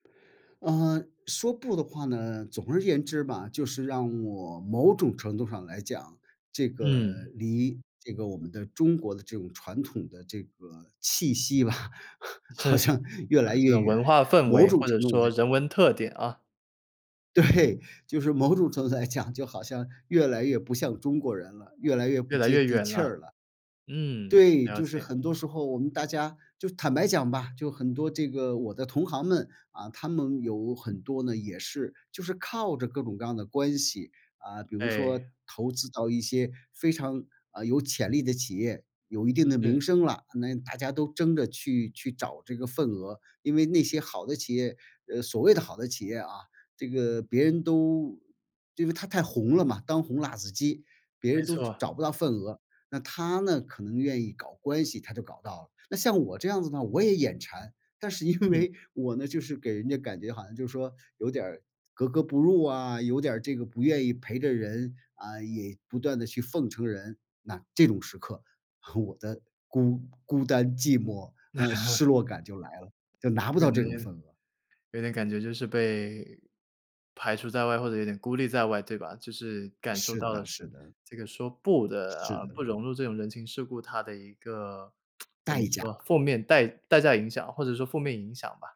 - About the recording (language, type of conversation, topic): Chinese, podcast, 说“不”对你来说难吗？
- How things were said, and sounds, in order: laugh; laughing while speaking: "好像"; laughing while speaking: "是"; laughing while speaking: "对"; tapping; laughing while speaking: "因为"; chuckle; laugh; other background noise; tsk